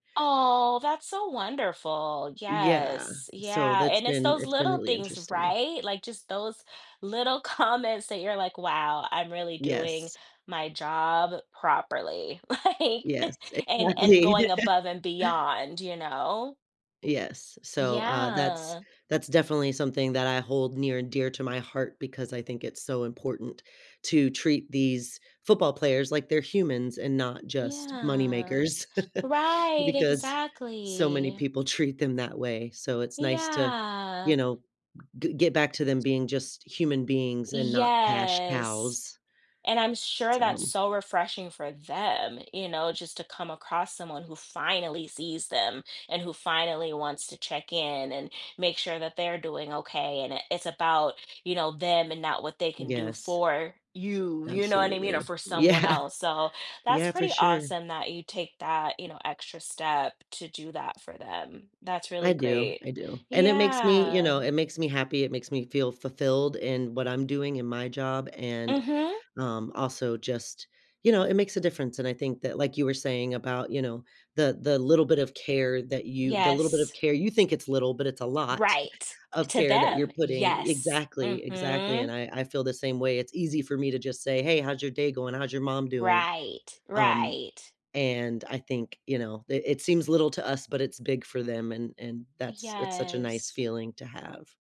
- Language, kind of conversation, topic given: English, unstructured, What do you like most about your job?
- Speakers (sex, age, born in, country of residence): female, 40-44, United States, United States; female, 40-44, United States, United States
- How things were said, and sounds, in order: tapping; laughing while speaking: "comments"; laughing while speaking: "like"; laugh; laugh; other background noise; drawn out: "Yes"; laughing while speaking: "Yeah"